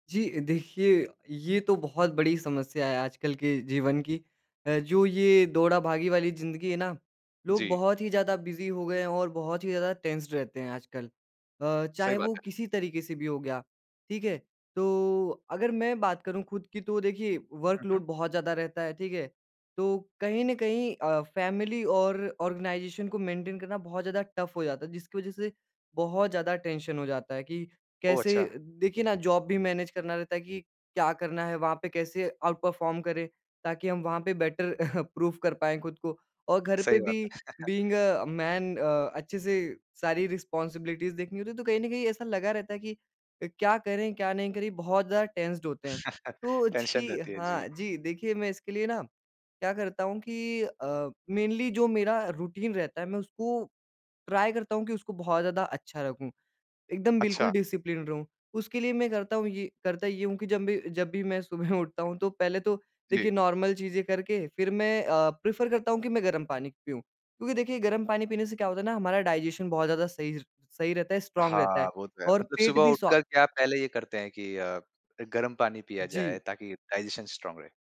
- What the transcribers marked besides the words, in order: in English: "बिज़ी"; in English: "टेंस्ड"; in English: "वर्क लोड"; in English: "फैमिली"; in English: "आर्गेनाइज़ेशन"; in English: "मेंटेन"; in English: "टफ"; in English: "टेंशन"; in English: "जॉब"; in English: "मैनेज"; in English: "परफॉर्म"; in English: "बेटर प्रूफ"; chuckle; in English: "बीइंग"; in English: "मैन"; in English: "रिस्पांसिबिलिटीज़"; chuckle; in English: "टेंस्ड"; chuckle; in English: "टेंशन"; in English: "मेनली"; in English: "रूटीन"; in English: "ट्राई"; in English: "डिसिप्लिनड"; in English: "नॉर्मल"; tapping; in English: "प्रेफर"; in English: "डाइजेशन"; in English: "स्ट्राँग"; in English: "डाइजेशन स्ट्रॉन्ग"
- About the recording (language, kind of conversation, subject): Hindi, podcast, आप किन गतिविधियों को तनाव घटाने में सबसे कारगर पाते हैं?